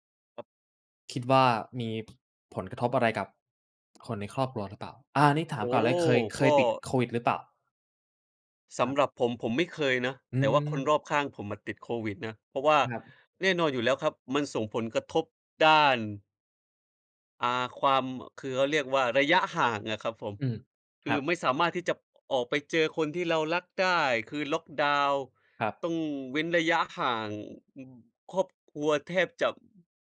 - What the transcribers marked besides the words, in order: tapping
- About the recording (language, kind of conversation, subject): Thai, unstructured, โควิด-19 เปลี่ยนแปลงโลกของเราไปมากแค่ไหน?